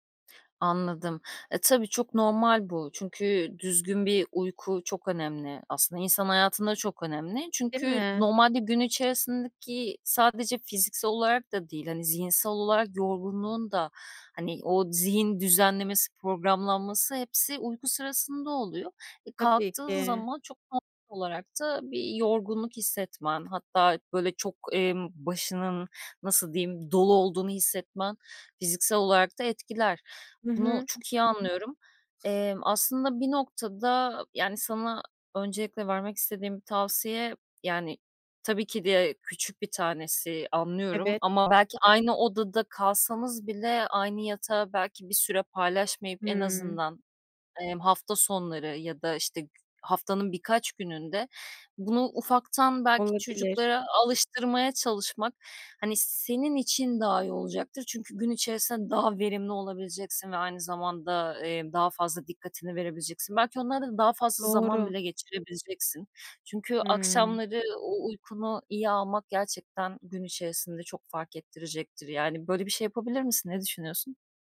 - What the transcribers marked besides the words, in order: other background noise; tapping
- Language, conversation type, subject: Turkish, advice, Gün içinde dinlenmeye zaman bulamıyor ve sürekli yorgun mu hissediyorsun?